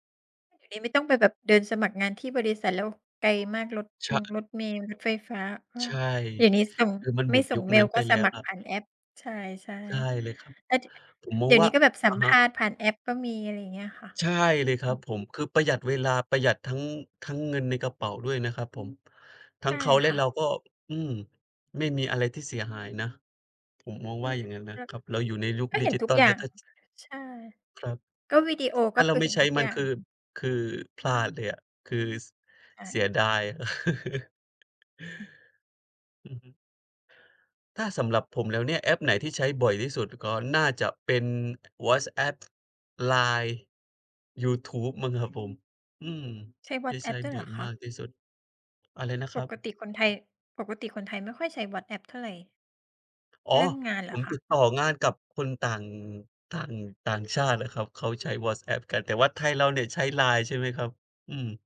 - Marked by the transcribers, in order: tapping; other background noise; chuckle; other noise
- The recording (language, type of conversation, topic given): Thai, unstructured, คุณชอบใช้แอปพลิเคชันอะไรที่ทำให้ชีวิตสนุกขึ้น?